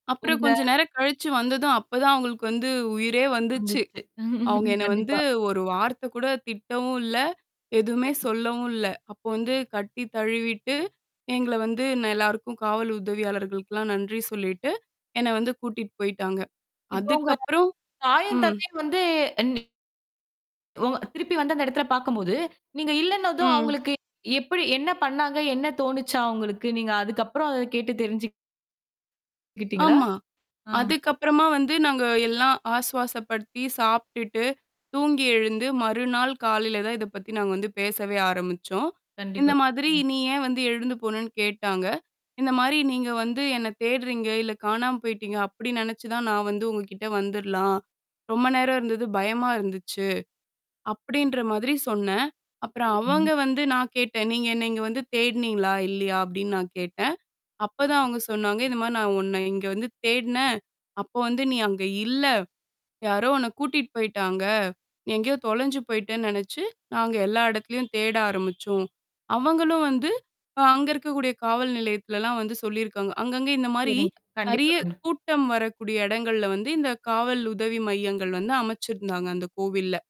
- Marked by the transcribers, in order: chuckle; distorted speech; tapping; unintelligible speech; static; other background noise; mechanical hum
- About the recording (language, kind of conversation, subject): Tamil, podcast, மொழி தெரியாமல் நீங்கள் தொலைந்த அனுபவம் எப்போதாவது இருந்ததா?
- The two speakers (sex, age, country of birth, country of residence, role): female, 25-29, India, India, guest; female, 25-29, India, India, host